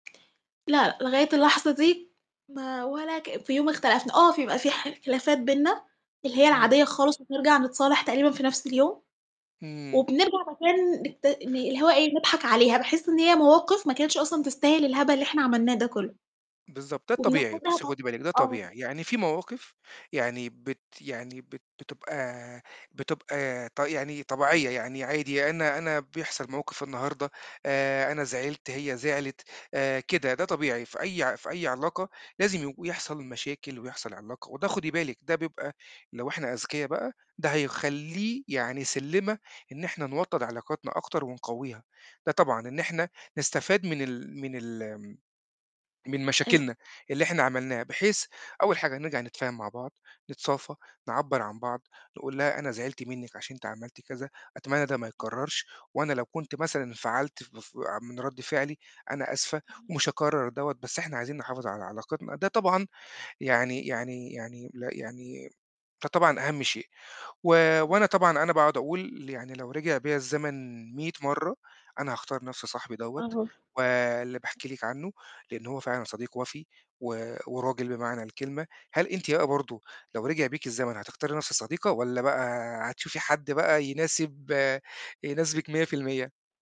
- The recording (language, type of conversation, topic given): Arabic, unstructured, فاكر أول صاحب مقرّب ليك وإزاي أثّر في حياتك؟
- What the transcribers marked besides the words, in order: static; other background noise; other noise; tapping